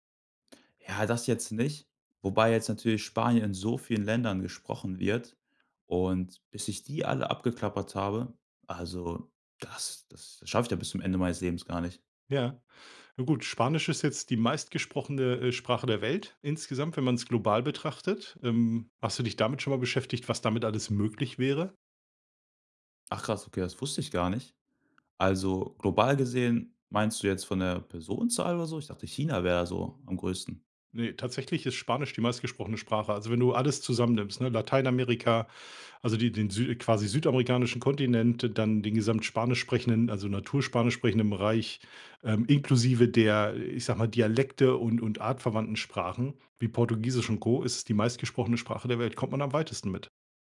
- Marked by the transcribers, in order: stressed: "möglich"
- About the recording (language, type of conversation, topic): German, podcast, Was würdest du jetzt gern noch lernen und warum?